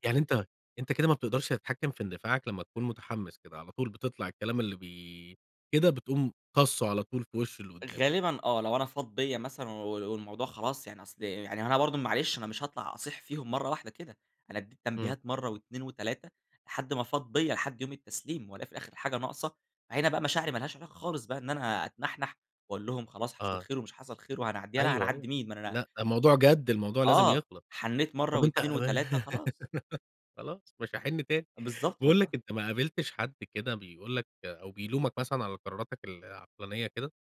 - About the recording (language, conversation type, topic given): Arabic, podcast, إزاي بتوازن بين مشاعرك ومنطقك وإنت بتاخد قرار؟
- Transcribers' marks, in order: laugh